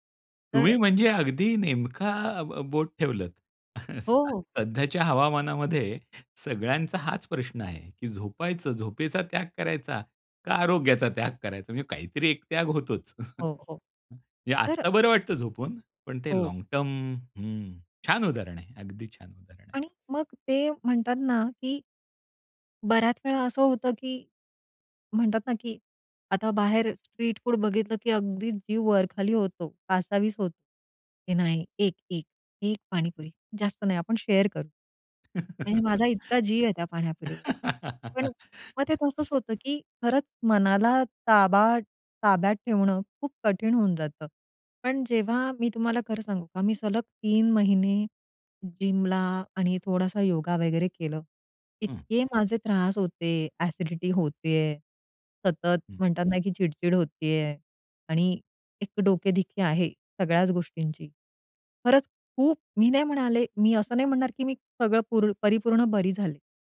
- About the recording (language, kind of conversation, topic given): Marathi, podcast, तात्काळ समाधान आणि दीर्घकालीन वाढ यांचा तोल कसा सांभाळतोस?
- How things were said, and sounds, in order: joyful: "तुम्ही म्हणजे अगदी नेमका ब बोट ठेवलंत असा"; chuckle; laughing while speaking: "असा"; laughing while speaking: "आरोग्याचा त्याग करायचा?"; chuckle; in English: "लाँग टर्म"; in English: "स्ट्रीट फूड"; in English: "शेअर"; laugh; in English: "अ‍ॅसिडिटी"